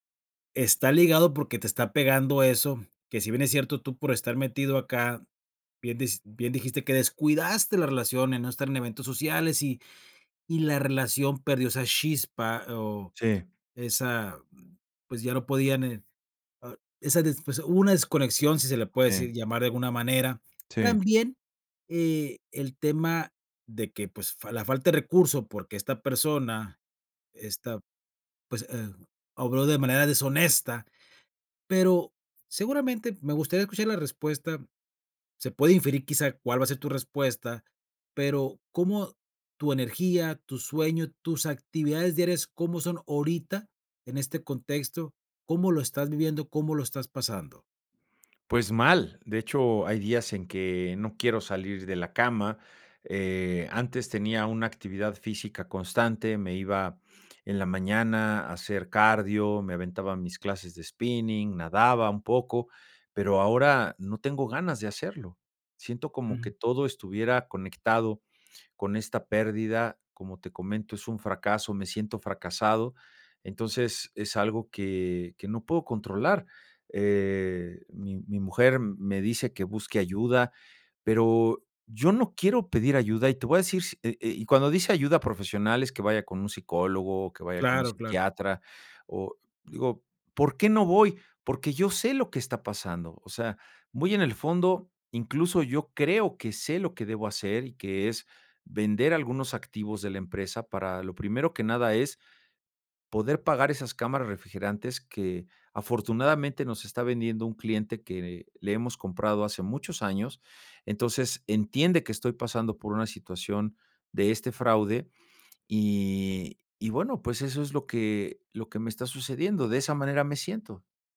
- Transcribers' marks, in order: disgusted: "Pues, mal. De hecho, hay … de la cama"
- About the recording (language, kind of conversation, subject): Spanish, advice, ¿Cómo puedo manejar la fatiga y la desmotivación después de un fracaso o un retroceso?
- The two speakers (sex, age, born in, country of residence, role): male, 45-49, Mexico, Mexico, advisor; male, 55-59, Mexico, Mexico, user